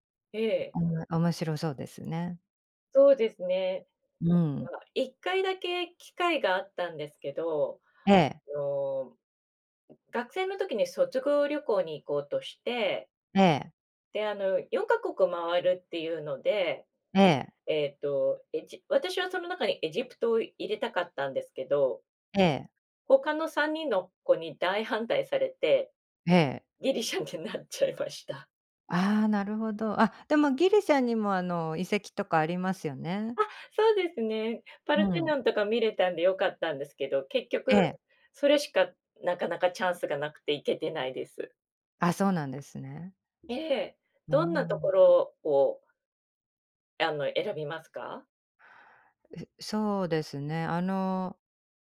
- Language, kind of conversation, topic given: Japanese, unstructured, 旅行で訪れてみたい国や場所はありますか？
- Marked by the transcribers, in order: unintelligible speech; unintelligible speech; laughing while speaking: "ギリシャになっちゃいました"; tapping